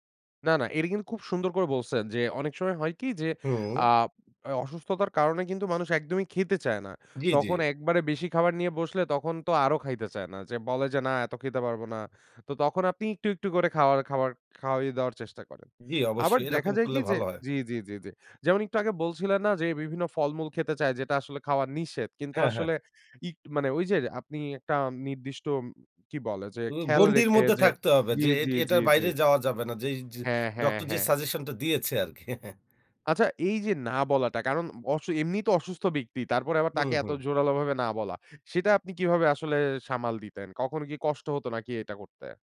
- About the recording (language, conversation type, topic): Bengali, podcast, অসুস্থ কাউকে খাওয়ানোর মাধ্যমে তুমি কীভাবে তোমার যত্ন প্রকাশ করো?
- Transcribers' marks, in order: chuckle; "অবশ্য" said as "অসও"